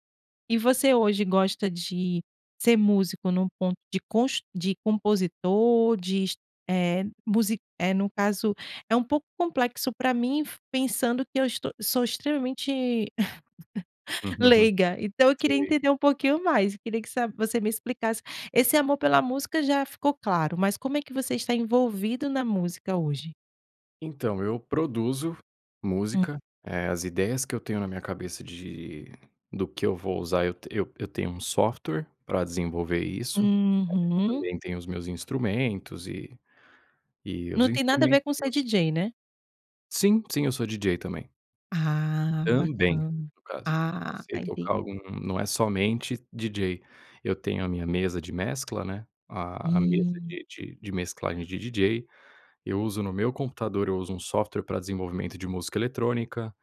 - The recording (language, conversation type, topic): Portuguese, podcast, Que banda ou estilo musical marcou a sua infância?
- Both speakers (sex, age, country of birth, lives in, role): female, 35-39, Brazil, Portugal, host; male, 30-34, Brazil, Spain, guest
- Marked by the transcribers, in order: giggle; giggle